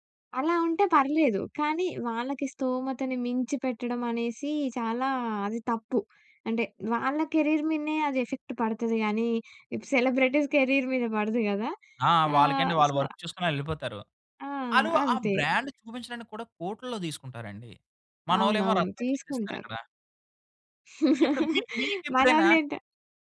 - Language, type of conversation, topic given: Telugu, podcast, సెలబ్రిటీల జీవనశైలి చూపించే విషయాలు యువతను ఎలా ప్రభావితం చేస్తాయి?
- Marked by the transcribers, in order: in English: "కెరీర్"; in English: "ఎఫెక్ట్"; in English: "సెలబ్రిటీస్ కెరీర్"; in English: "సో"; in English: "వర్క్"; in English: "బ్రాండ్"; laugh